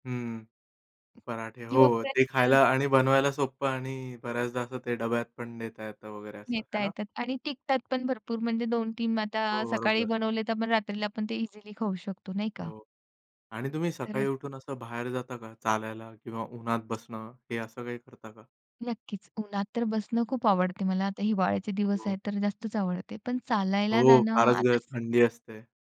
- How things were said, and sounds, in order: in English: "इझिली"
- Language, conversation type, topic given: Marathi, podcast, सकाळी तुमच्या घरातला नित्यक्रम कसा असतो?